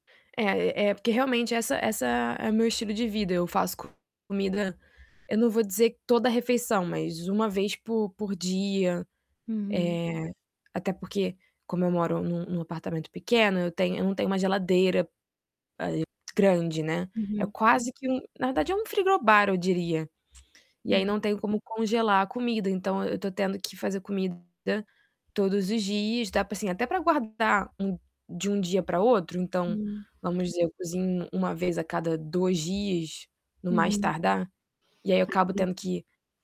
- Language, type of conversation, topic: Portuguese, advice, Por que eu sempre adio tarefas em busca de gratificação imediata?
- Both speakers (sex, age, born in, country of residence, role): female, 25-29, Brazil, France, user; female, 35-39, Brazil, Portugal, advisor
- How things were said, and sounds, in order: distorted speech; other background noise; tapping; static; unintelligible speech